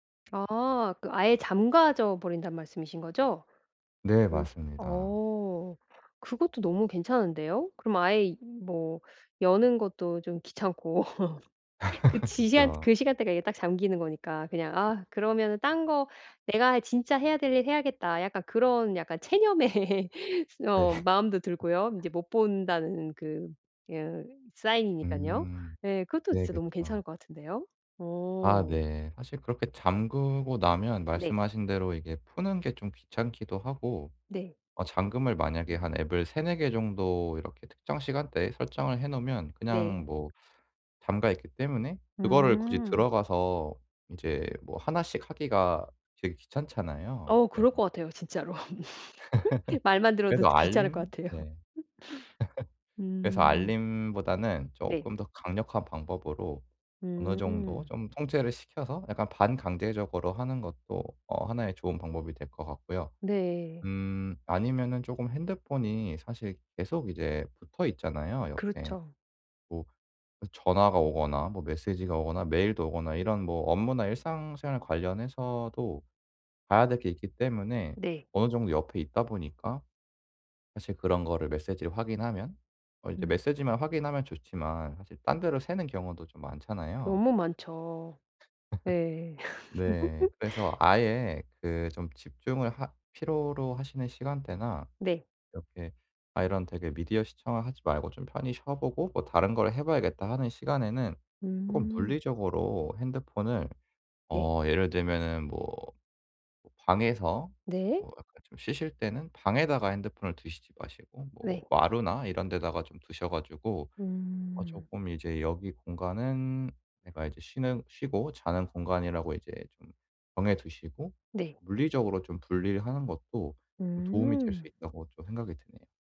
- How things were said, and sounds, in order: tapping; other background noise; laughing while speaking: "귀찮고"; laugh; laugh; laughing while speaking: "네"; laugh; laugh; laugh; laugh
- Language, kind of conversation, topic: Korean, advice, 디지털 미디어 때문에 집에서 쉴 시간이 줄었는데, 어떻게 하면 여유를 되찾을 수 있을까요?